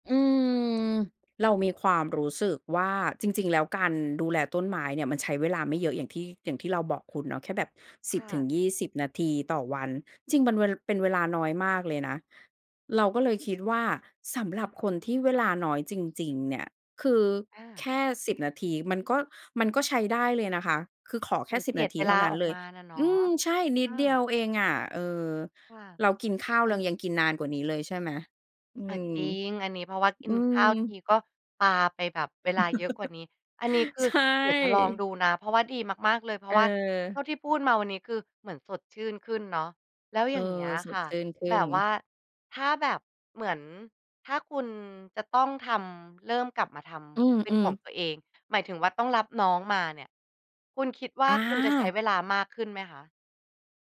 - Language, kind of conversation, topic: Thai, podcast, มีเคล็ดลับจัดเวลาให้กลับมาทำงานอดิเรกไหม?
- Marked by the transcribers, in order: tapping; laugh